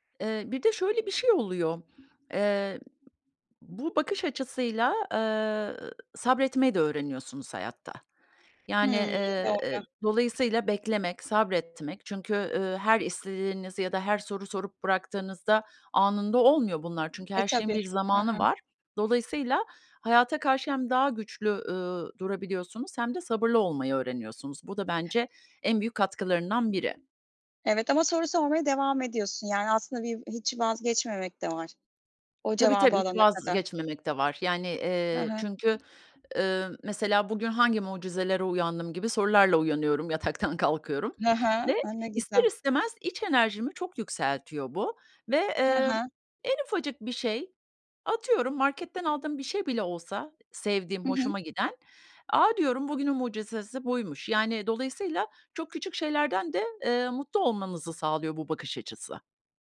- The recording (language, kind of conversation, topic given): Turkish, podcast, Hayatta öğrendiğin en önemli ders nedir?
- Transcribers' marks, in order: tapping; laughing while speaking: "yataktan kalkıyorum"; other background noise